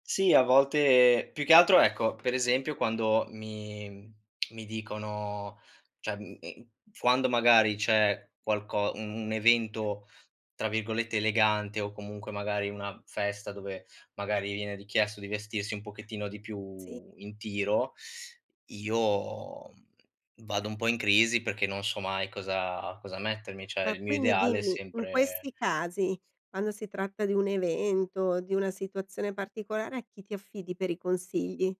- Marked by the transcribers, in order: other background noise; "cioè" said as "ceh"; "cioè" said as "ceh"
- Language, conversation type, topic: Italian, podcast, Come descriveresti il tuo stile personale?
- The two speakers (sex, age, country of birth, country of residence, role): female, 50-54, Italy, Italy, host; male, 25-29, Italy, Italy, guest